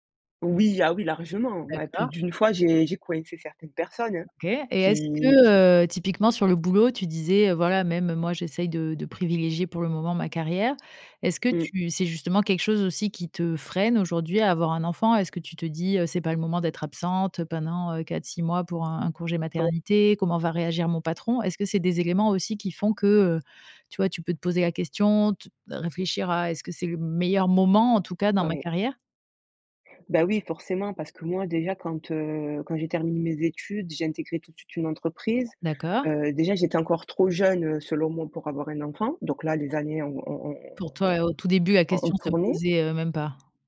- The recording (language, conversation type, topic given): French, podcast, Quels critères prends-tu en compte avant de décider d’avoir des enfants ?
- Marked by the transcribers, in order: unintelligible speech; stressed: "moment"